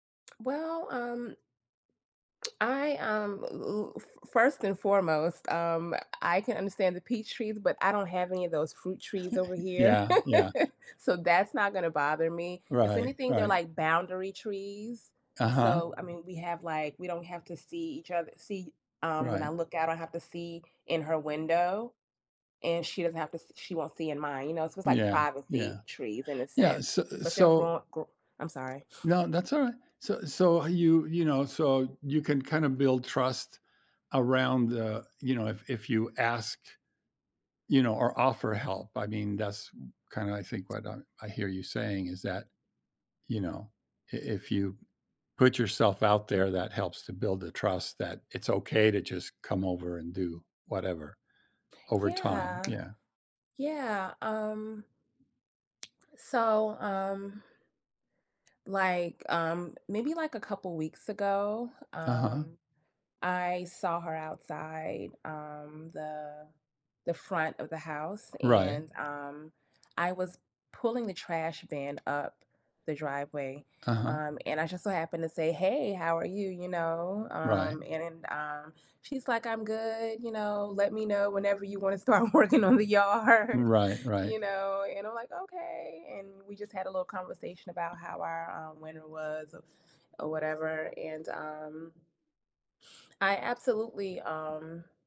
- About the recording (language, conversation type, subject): English, unstructured, What are some meaningful ways communities can come together to help each other in difficult times?
- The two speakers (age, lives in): 45-49, United States; 75-79, United States
- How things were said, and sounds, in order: lip smack; tapping; lip smack; other background noise; chuckle; sniff; laughing while speaking: "start working on the yard"; sniff